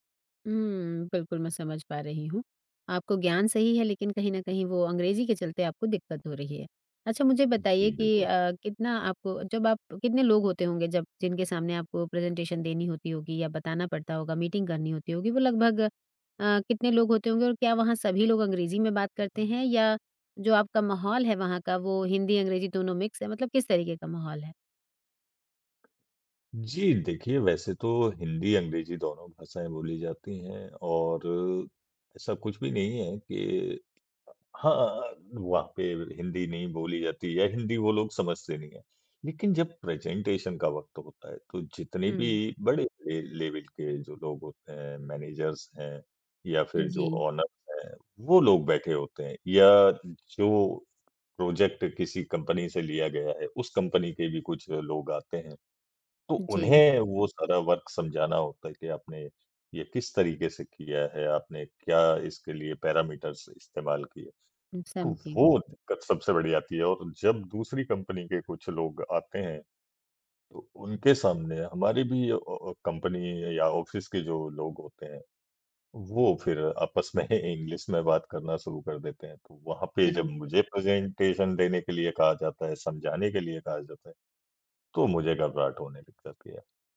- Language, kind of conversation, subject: Hindi, advice, प्रेज़ेंटेशन या मीटिंग से पहले आपको इतनी घबराहट और आत्मविश्वास की कमी क्यों महसूस होती है?
- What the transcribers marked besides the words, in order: tapping; other background noise; in English: "प्रेज़ेंटेशन"; in English: "मिक्स"; in English: "प्रेज़ेंटेशन"; in English: "लेवल"; in English: "मैनेजर्स"; in English: "ओनर्स"; in English: "प्रोजेक्ट"; in English: "वर्क"; in English: "पैरामीटर्स"; in English: "ऑफ़िस"; chuckle; in English: "इंग्लिश"; in English: "प्रेज़ेंटेशन"